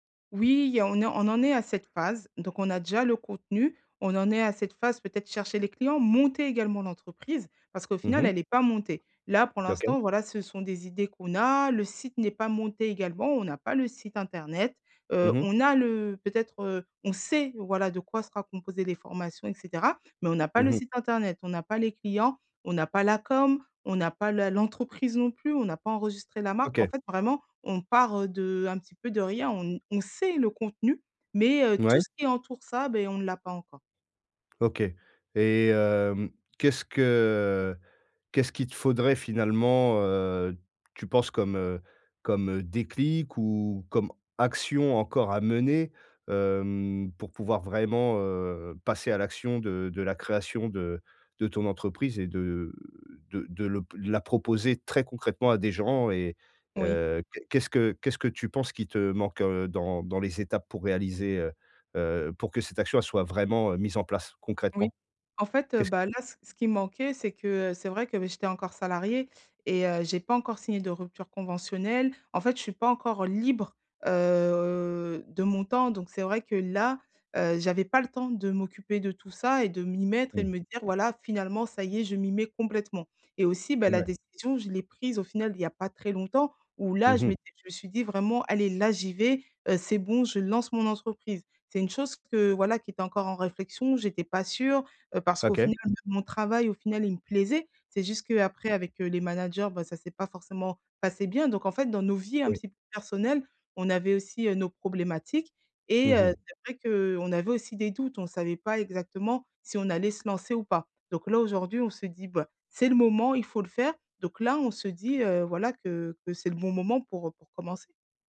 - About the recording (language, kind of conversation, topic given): French, advice, Comment valider rapidement si mon idée peut fonctionner ?
- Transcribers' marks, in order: stressed: "monter"; stressed: "sait"; drawn out: "heu"